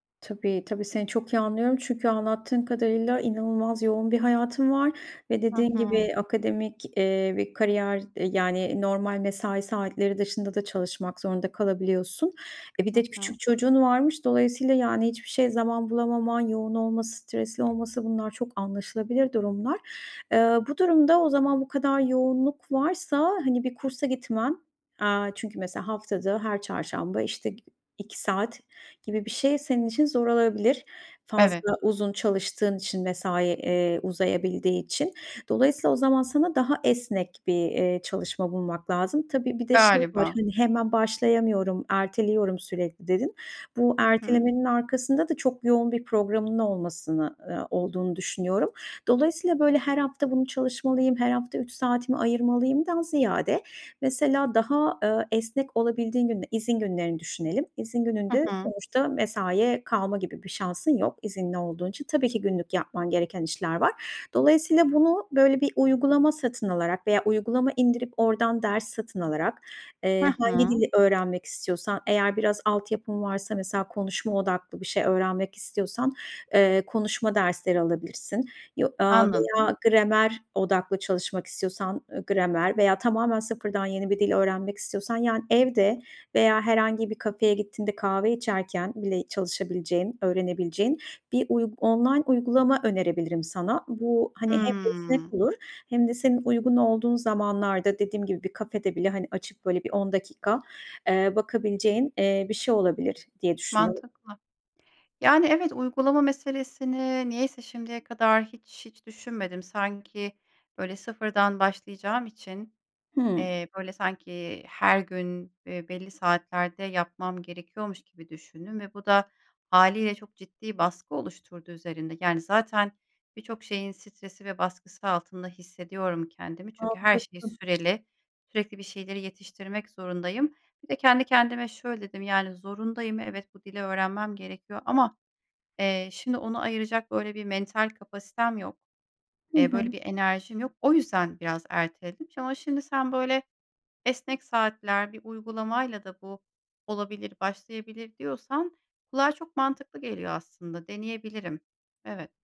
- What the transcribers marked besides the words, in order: other background noise; tapping
- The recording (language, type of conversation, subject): Turkish, advice, Yeni bir hedefe başlamak için motivasyonumu nasıl bulabilirim?
- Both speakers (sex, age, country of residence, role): female, 40-44, Germany, user; female, 40-44, Malta, advisor